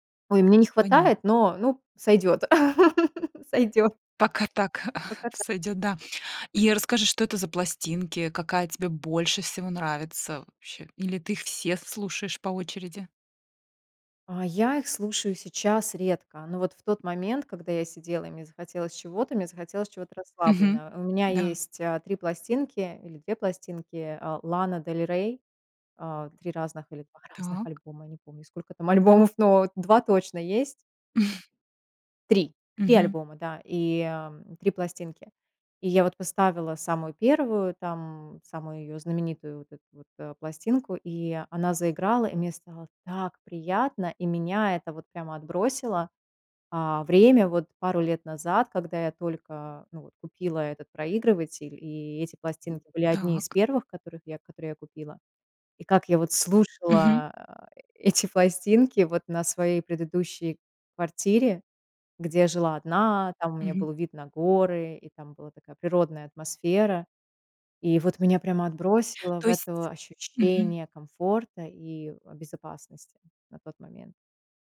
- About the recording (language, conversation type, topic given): Russian, podcast, Куда вы обычно обращаетесь за музыкой, когда хочется поностальгировать?
- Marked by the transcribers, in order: laugh; laughing while speaking: "сойдет"; chuckle; other background noise; tapping; chuckle; stressed: "так"; laughing while speaking: "эти"